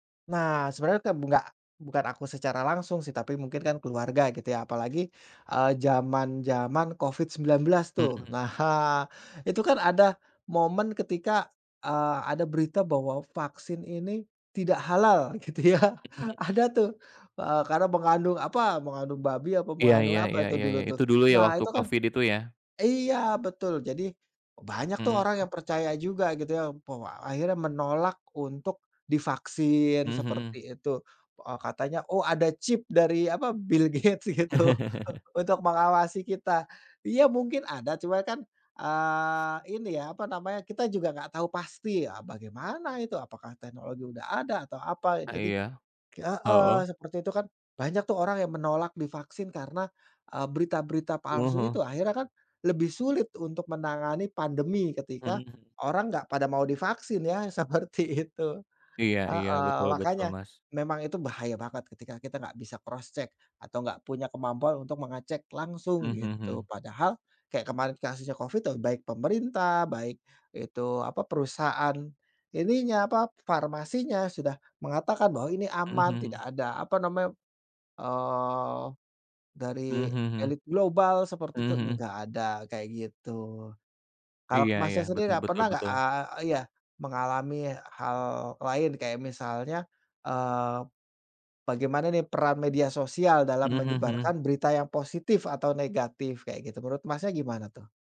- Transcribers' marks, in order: laughing while speaking: "gitu, ya"; other background noise; laughing while speaking: "Bill Gates, gitu"; chuckle; laughing while speaking: "seperti itu"; in English: "cross-check"
- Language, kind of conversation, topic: Indonesian, unstructured, Bagaimana cara memilih berita yang tepercaya?